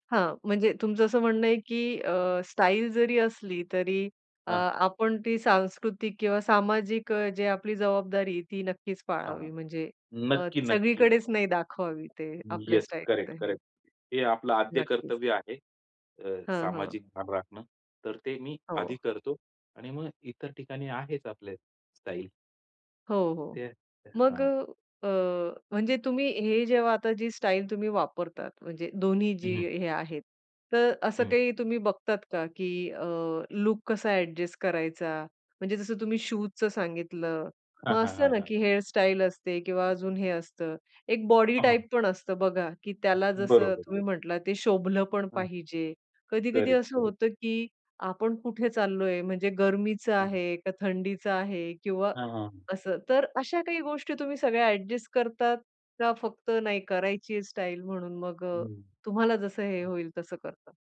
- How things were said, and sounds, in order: other noise; tapping; in English: "ॲडजस्ट"; other background noise; in English: "ॲडजस्ट"
- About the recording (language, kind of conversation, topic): Marathi, podcast, चित्रपटातील कोणता लूक तुम्हाला तुमच्या शैलीसाठी प्रेरणा देतो?